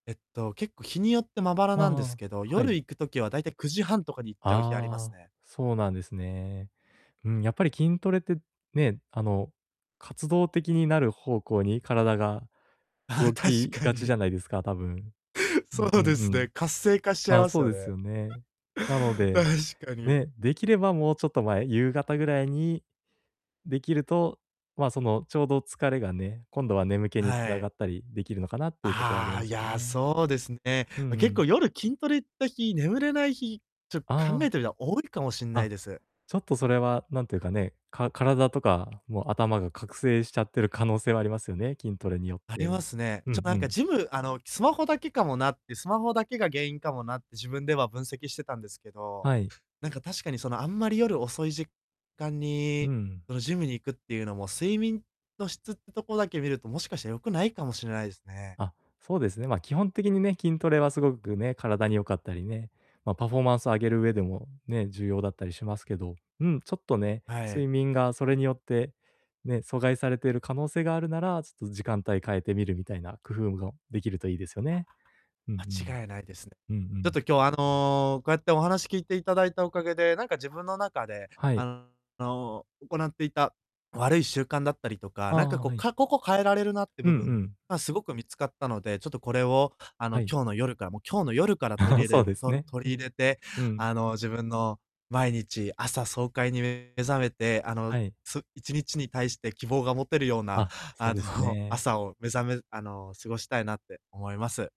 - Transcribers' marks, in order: laughing while speaking: "ああ、確かに"; distorted speech; other background noise; chuckle; laughing while speaking: "あの"
- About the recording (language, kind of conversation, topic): Japanese, advice, どうすれば毎朝爽快に目覚めて、一日中元気に過ごせますか？